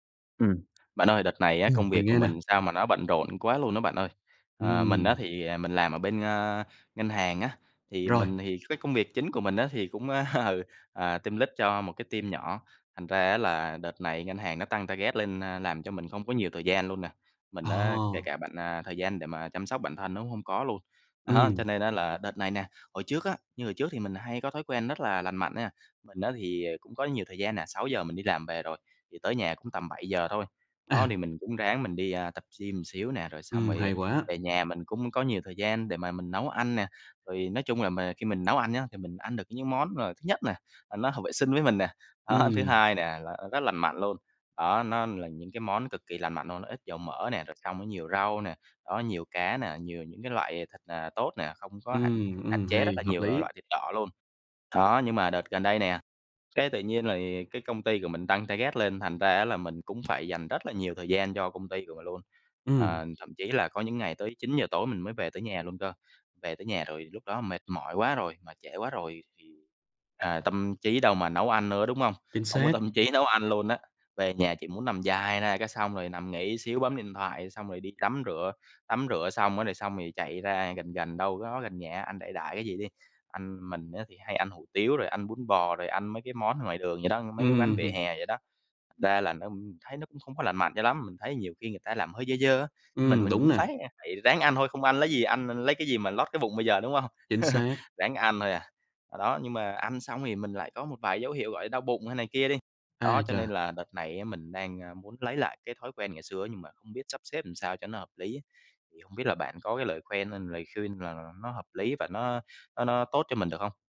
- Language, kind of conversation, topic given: Vietnamese, advice, Làm sao để ăn uống lành mạnh khi bạn quá bận rộn và không có nhiều thời gian nấu ăn?
- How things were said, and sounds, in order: laughing while speaking: "ừ"; in English: "tim lích"; "team lead" said as "tim lích"; in English: "team"; in English: "target"; tapping; laughing while speaking: "Đó"; laughing while speaking: "Đó"; in English: "target"; laugh